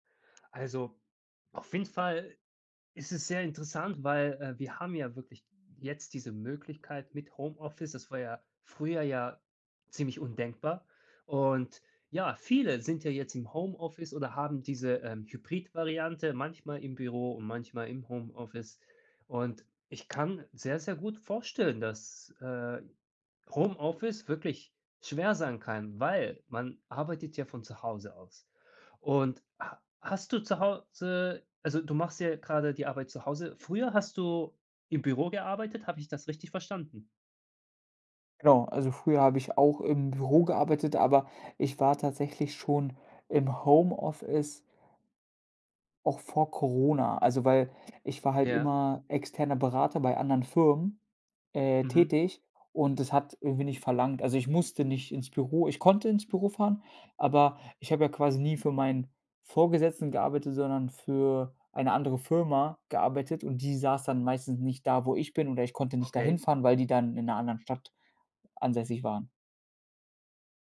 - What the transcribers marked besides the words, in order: none
- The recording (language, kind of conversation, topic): German, advice, Wie kann ich im Homeoffice eine klare Tagesstruktur schaffen, damit Arbeit und Privatleben nicht verschwimmen?